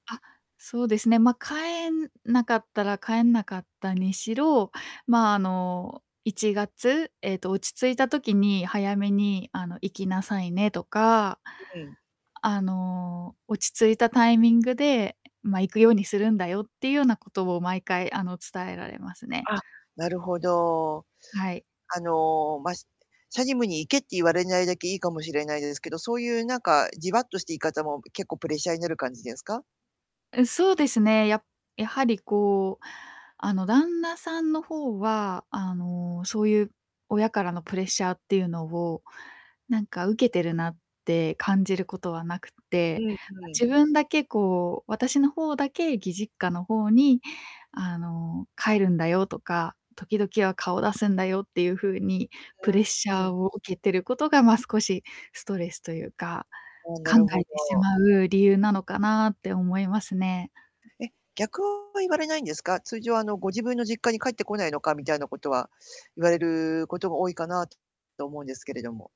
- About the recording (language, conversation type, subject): Japanese, advice, 家族からのプレッシャー（性別や文化的な期待）にどう向き合えばよいですか？
- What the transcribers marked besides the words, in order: distorted speech; other background noise